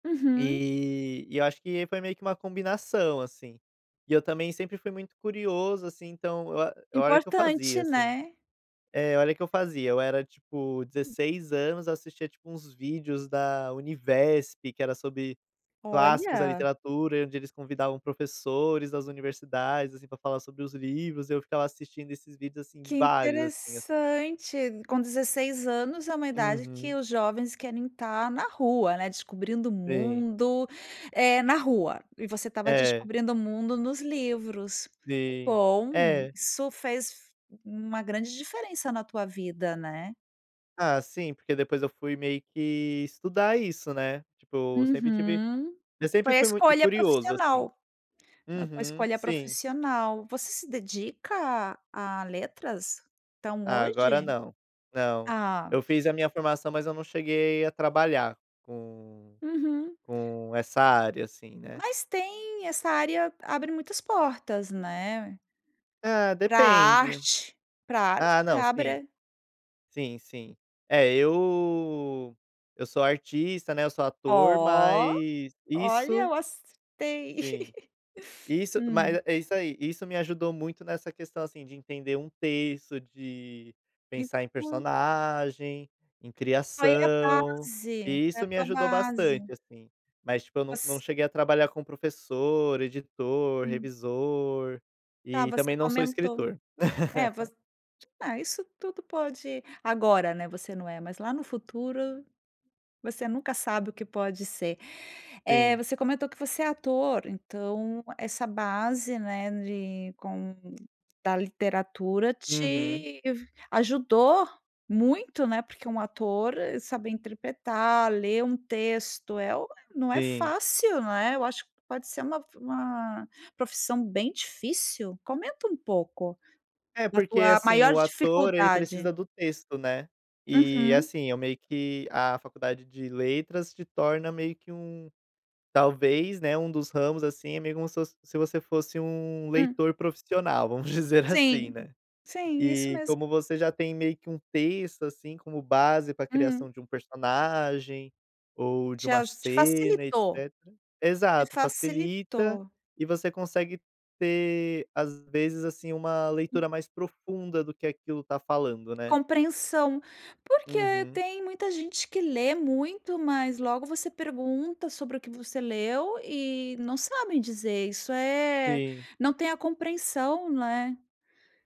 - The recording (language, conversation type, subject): Portuguese, podcast, Qual professor mais te marcou e por quê?
- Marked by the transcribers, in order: "gostei" said as "ostei"; laugh; laugh